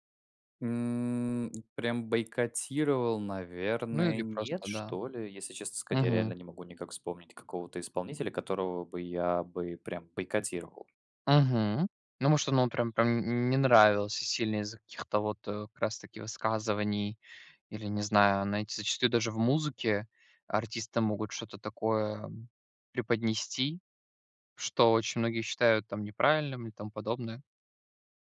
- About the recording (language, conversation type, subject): Russian, unstructured, Стоит ли бойкотировать артиста из-за его личных убеждений?
- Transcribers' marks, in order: tapping